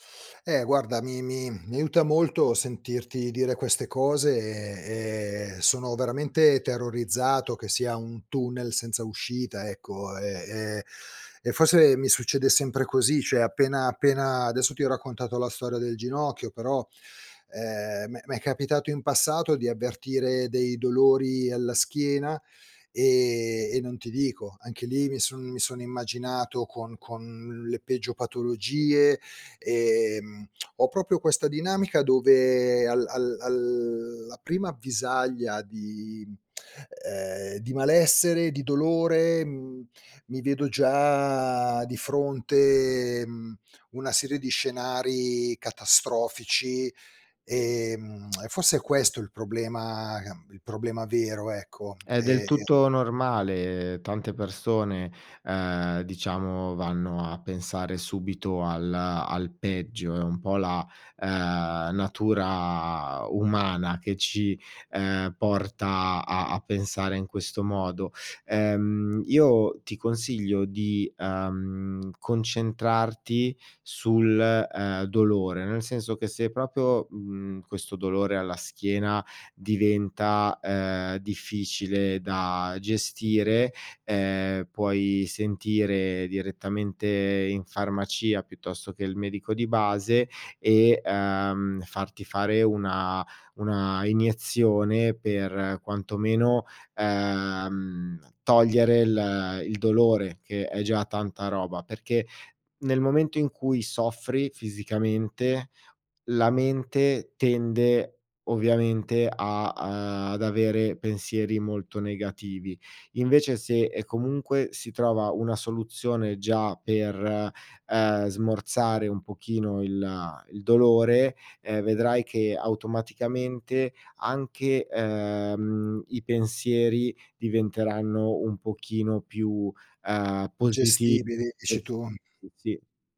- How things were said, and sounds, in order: "proprio" said as "propio"; "proprio" said as "propio"; unintelligible speech
- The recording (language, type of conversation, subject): Italian, advice, Come posso gestire preoccupazioni costanti per la salute senza riscontri medici?